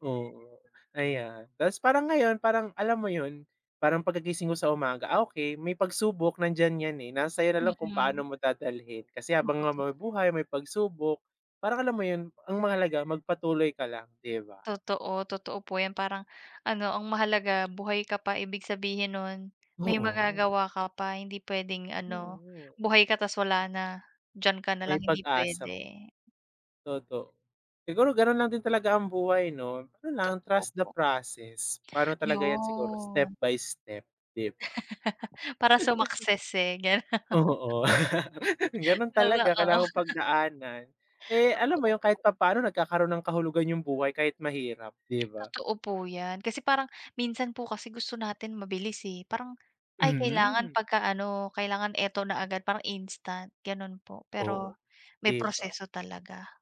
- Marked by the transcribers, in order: other background noise; tapping; wind; in English: "trust the process"; drawn out: "Yon"; laugh; chuckle; laughing while speaking: "gano"; chuckle; chuckle
- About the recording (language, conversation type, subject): Filipino, unstructured, Paano mo hinaharap ang mga araw na parang gusto mo na lang sumuko?